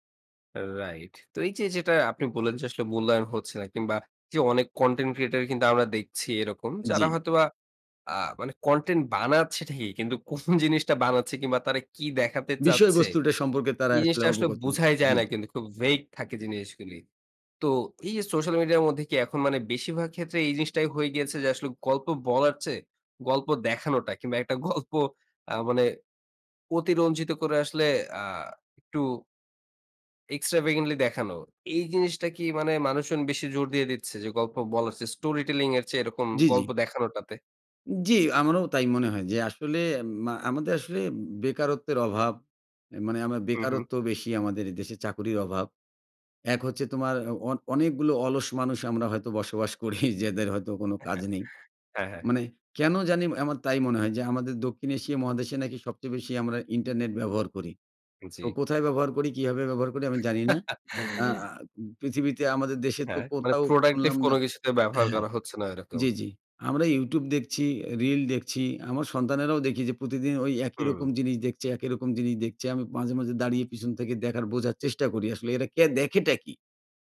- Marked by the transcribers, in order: scoff; in English: "vaid"; scoff; in English: "extravagantly"; in English: "Story Telling"; scoff; "যাদের" said as "যেদের"; chuckle; chuckle; in English: "প্রোডাক্টিভ"
- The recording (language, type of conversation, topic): Bengali, podcast, সামাজিক যোগাযোগমাধ্যম কীভাবে গল্প বলার ধরন বদলে দিয়েছে বলে আপনি মনে করেন?